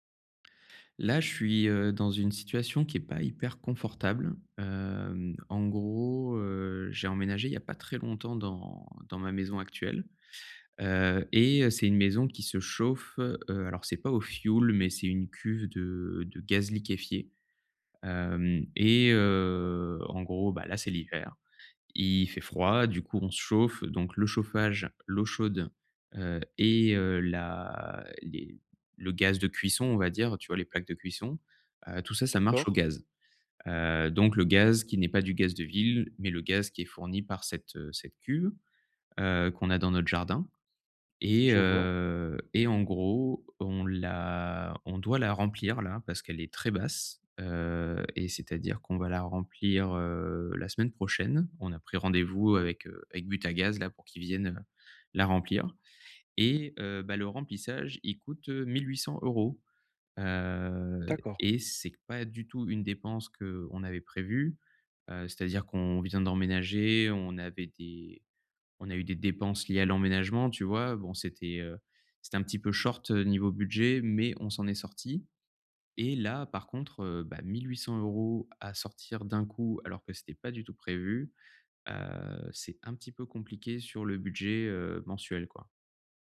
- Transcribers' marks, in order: in English: "short"
- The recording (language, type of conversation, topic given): French, advice, Comment gérer une dépense imprévue sans sacrifier l’essentiel ?